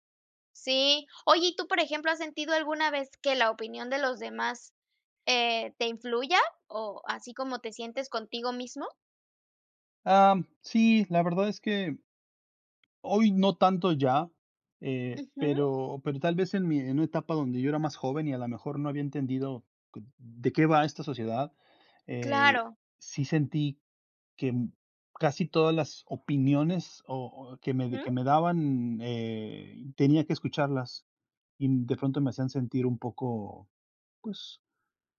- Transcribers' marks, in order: tapping; other noise
- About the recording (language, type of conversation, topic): Spanish, unstructured, ¿Cómo afecta la presión social a nuestra salud mental?